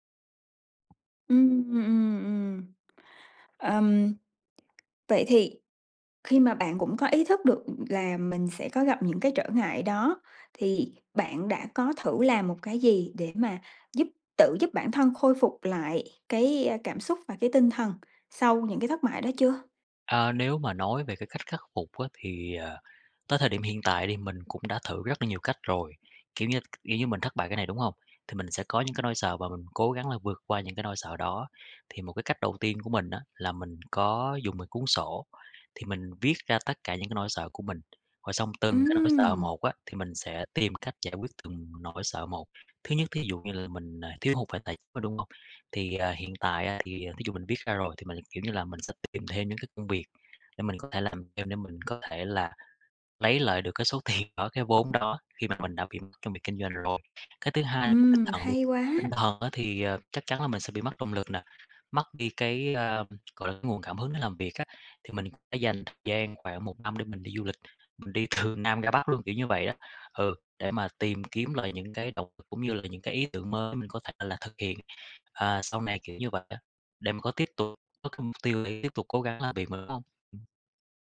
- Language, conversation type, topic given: Vietnamese, advice, Làm thế nào để lấy lại động lực sau khi dự án trước thất bại?
- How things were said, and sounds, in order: tapping; other background noise; laughing while speaking: "tiền"